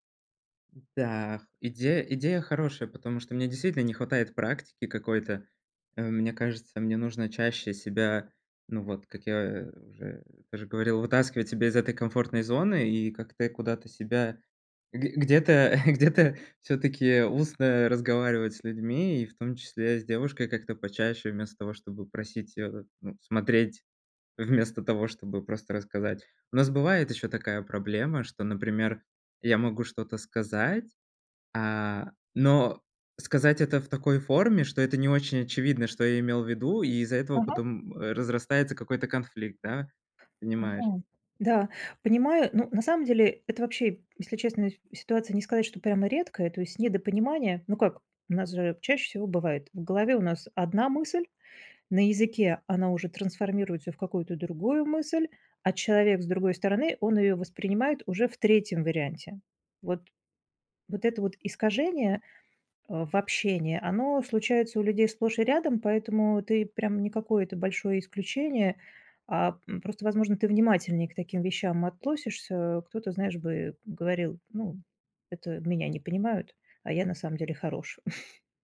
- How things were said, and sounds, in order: chuckle; chuckle
- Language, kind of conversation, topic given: Russian, advice, Как мне ясно и кратко объяснять сложные идеи в группе?